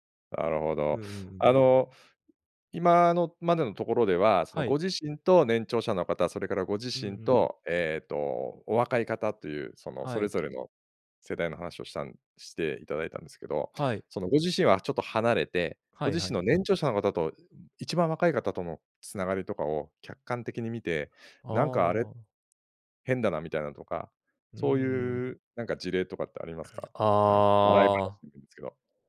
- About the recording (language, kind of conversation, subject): Japanese, podcast, 世代間のつながりを深めるには、どのような方法が効果的だと思いますか？
- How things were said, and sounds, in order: none